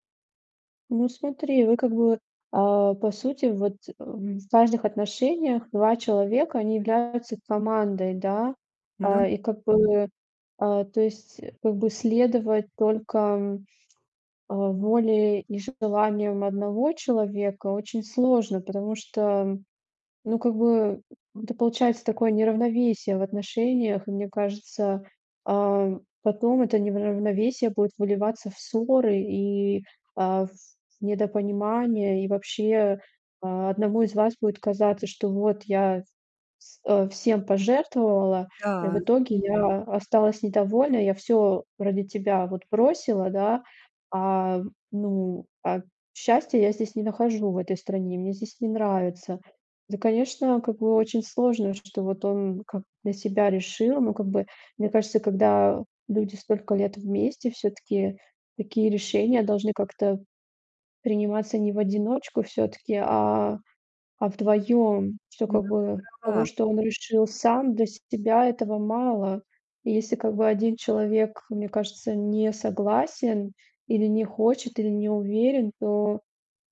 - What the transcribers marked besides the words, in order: none
- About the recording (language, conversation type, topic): Russian, advice, Как понять, совместимы ли мы с партнёром, если у нас разные жизненные приоритеты?